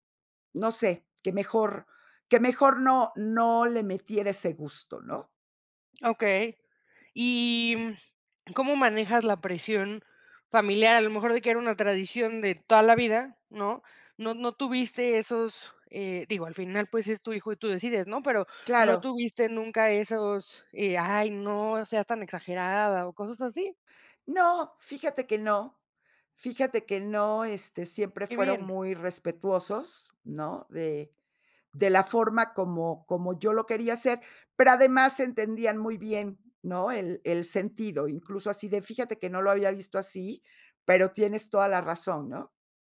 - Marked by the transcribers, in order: tapping; swallow
- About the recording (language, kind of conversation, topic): Spanish, podcast, ¿Cómo decides qué tradiciones seguir o dejar atrás?